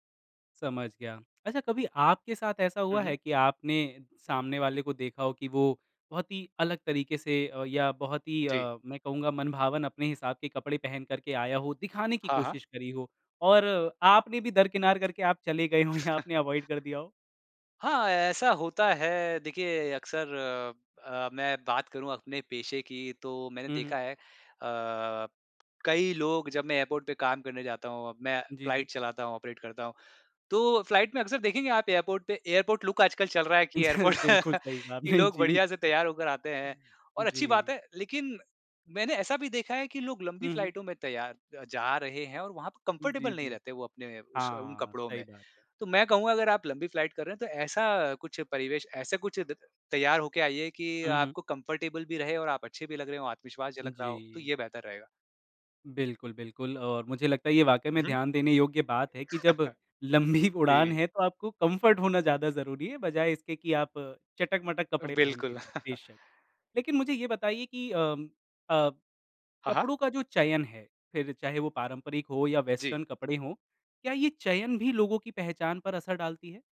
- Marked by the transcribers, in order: tapping; laughing while speaking: "गए हों"; other background noise; chuckle; in English: "अवॉइड"; in English: "एयरपोर्ट"; in English: "फ्लाइट"; in English: "ऑपरेट"; in English: "फ्लाइट"; in English: "एयरपोर्ट"; in English: "एयरपोर्ट लुक"; in English: "एयरपोर्ट"; laughing while speaking: "एयरपोर्ट"; laughing while speaking: "अच्छा"; laughing while speaking: "आपने"; in English: "फ्लाइटों"; in English: "कंफर्टेबल"; in English: "फ्लाइट"; in English: "कंफर्टेबल"; chuckle; laughing while speaking: "लंबी"; in English: "कम्फ़र्ट"; chuckle; in English: "वेस्टर्न"
- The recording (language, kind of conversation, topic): Hindi, podcast, आप कपड़ों के माध्यम से अपनी पहचान कैसे व्यक्त करते हैं?